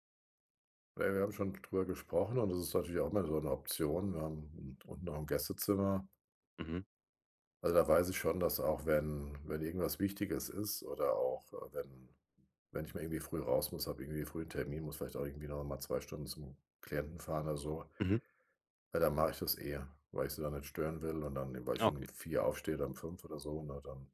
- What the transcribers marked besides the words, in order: none
- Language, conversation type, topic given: German, advice, Wie beeinträchtigt Schnarchen von dir oder deinem Partner deinen Schlaf?